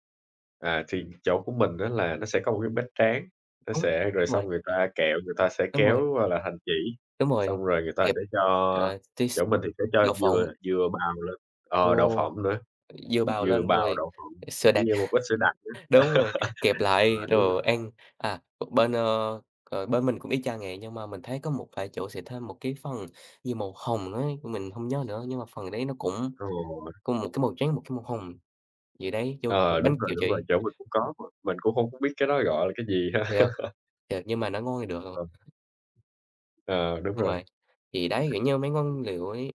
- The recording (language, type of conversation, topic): Vietnamese, unstructured, Món ăn nào khiến bạn nhớ về tuổi thơ nhất?
- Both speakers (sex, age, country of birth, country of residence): male, 18-19, Vietnam, Vietnam; male, 25-29, Vietnam, Vietnam
- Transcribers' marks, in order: tapping; other background noise; laugh; laughing while speaking: "ha"; unintelligible speech; other noise